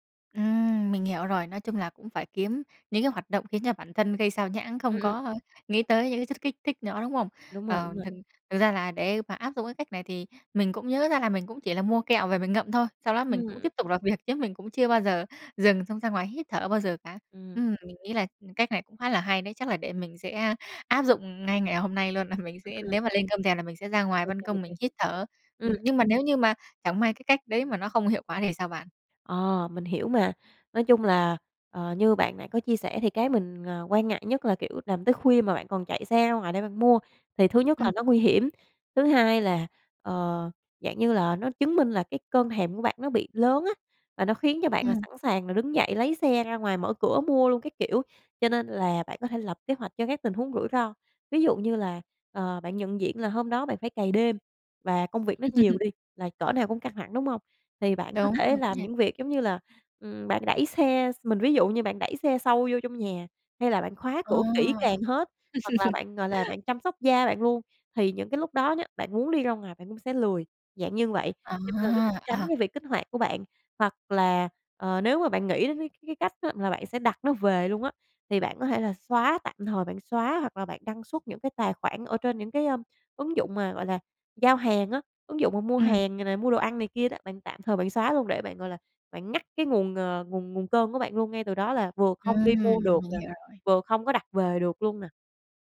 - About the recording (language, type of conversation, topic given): Vietnamese, advice, Tôi có đang tái dùng rượu hoặc chất kích thích khi căng thẳng không, và tôi nên làm gì để kiểm soát điều này?
- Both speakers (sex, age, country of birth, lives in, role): female, 20-24, Vietnam, Vietnam, user; female, 25-29, Vietnam, Vietnam, advisor
- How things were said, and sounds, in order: tapping; other background noise; laughing while speaking: "việc"; laugh; laugh